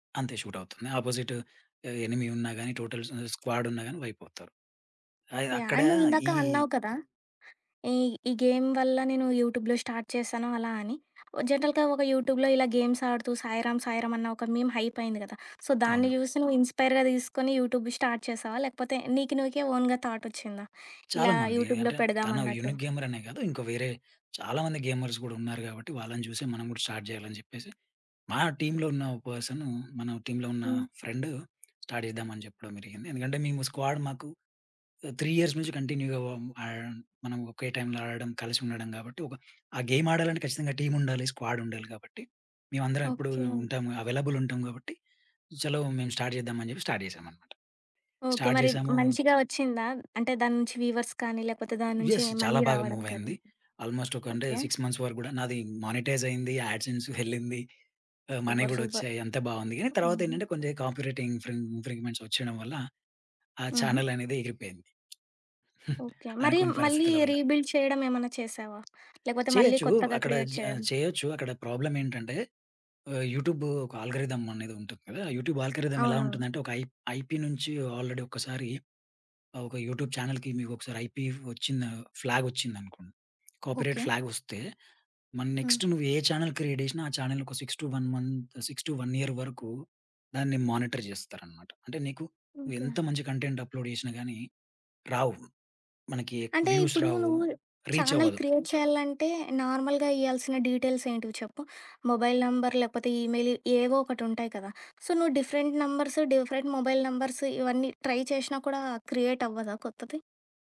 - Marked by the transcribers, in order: in English: "అపోజిట్"; in English: "ఎనిమీ"; in English: "టోటల్స్ స్క్వాడ్"; in English: "అండ్"; other background noise; in English: "గేమ్"; in English: "యూట్యూబ్‌లో స్టార్ట్"; in English: "జనరల్‌గా"; in English: "యూట్యూబ్‌లో"; in English: "మీమ్"; in English: "సో"; in English: "ఇన్‌స్పైర్‌గా"; in English: "యూట్యూబ్ స్టార్ట్"; in English: "ఓన్‌గా"; in English: "యూట్యూబ్‌లో"; in English: "గేమర్స్"; in English: "స్టార్ట్"; in English: "టీమ్‌లో"; in English: "స్టార్ట్"; in English: "స్క్వాడ్"; in English: "త్రీ ఇయర్స్"; in English: "కంటిన్యూగా"; in English: "అవైలబుల్"; in English: "స్టార్ట్"; in English: "స్టార్ట్"; in English: "స్టార్ట్"; in English: "వ్యూవర్స్"; in English: "యెస్!"; in English: "మానిటైజ్"; in English: "యాడ్‌సెన్స్"; in English: "సూపర్. సూపర్"; in English: "మనీ"; in English: "కాపీ రైటింగ్ ఇన్‌ఫ్రింగ్ ఇన్‌ఫ్రింగ్‌మెంట్స్"; giggle; in English: "రీబిల్డ్"; in English: "క్రియేట్"; in English: "ఆల్గోరిథం"; in English: "యూట్యూబ్ ఆల్గోరిథం"; in English: "ఐప్ ఐపీ"; in English: "ఆల్రెడీ"; in English: "యూట్యూబ్ చానెల్‌కి"; in English: "ఐపీ"; in English: "కాపీరైట్"; in English: "నెక్స్ట్"; in English: "చానెల్ క్రియేట్"; in English: "సిక్స్ టు వన్ మంత్ సిక్స్ టు వన్ ఇయర్"; in English: "మానిటర్"; in English: "కంటెంట్ అప్‌లోడ్"; in English: "వ్యూస్"; in English: "ఛానెల్ క్రియేట్"; in English: "నార్మల్‌గా"; in English: "మొబైల్ నంబర్"; in English: "సో"; in English: "డిఫరెంట్ నంబర్స్, డిఫరెంట్ మొబైల్ నంబర్స్"; in English: "ట్రై"; in English: "క్రియేట్"
- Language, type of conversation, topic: Telugu, podcast, హాబీని ఉద్యోగంగా మార్చాలనుకుంటే మొదట ఏమి చేయాలి?